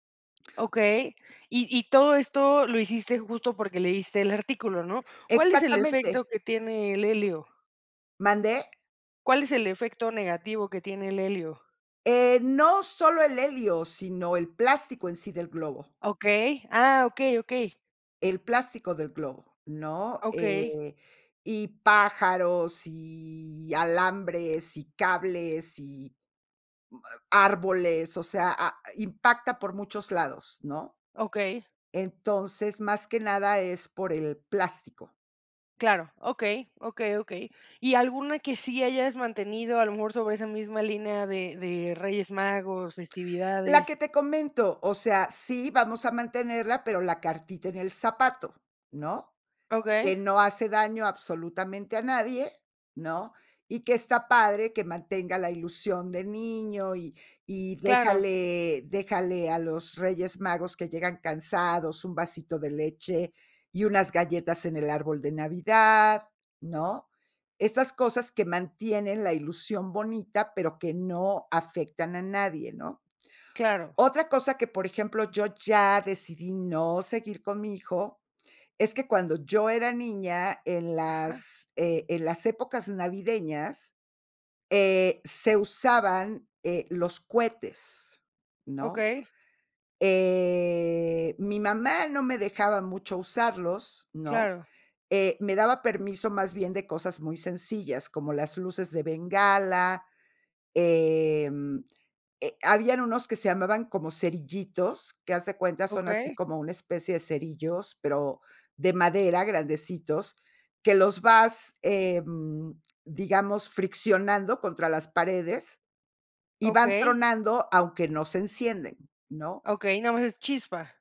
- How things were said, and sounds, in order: other noise; drawn out: "Eh"
- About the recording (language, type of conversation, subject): Spanish, podcast, ¿Cómo decides qué tradiciones seguir o dejar atrás?